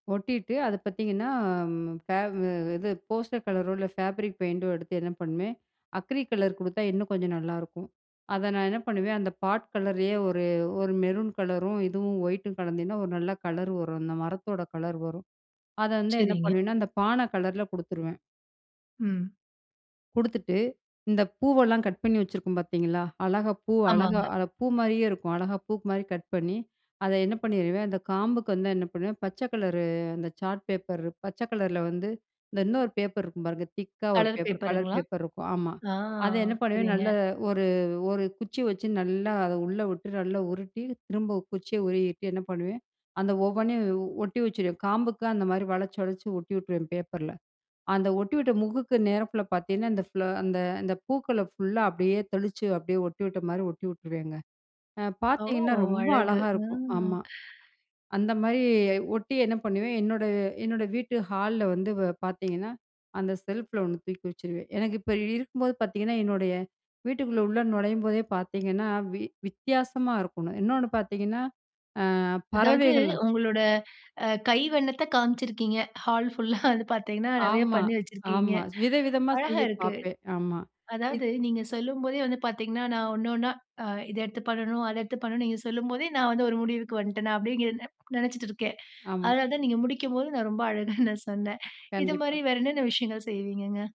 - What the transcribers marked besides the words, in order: in English: "ஃபேப்ரிக் பெயிண்ட்"; other background noise; "பூ" said as "பூக்கு"; drawn out: "ஆ"; "ஒவ்வொன்னையும்" said as "ஓவ்வனையு"; "மூக்குக்கு" said as "முகுக்கு"; "நேராப்புல" said as "நேரப்ல"; laughing while speaking: "ஃபுல்லா வந்து"; "வந்துட்டேன்" said as "வந்ட்டேன்"; laughing while speaking: "அழகுன்னு"
- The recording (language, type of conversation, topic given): Tamil, podcast, சிறு செலவில் மிகப் பெரிய மகிழ்ச்சி தரும் பொழுதுபோக்கு எது?